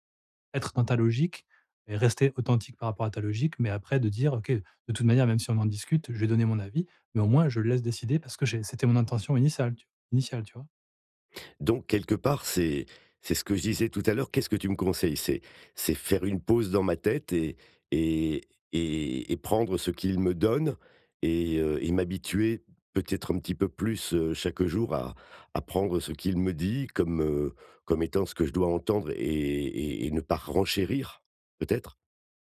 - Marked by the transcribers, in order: none
- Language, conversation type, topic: French, advice, Comment puis-je m’assurer que l’autre se sent vraiment entendu ?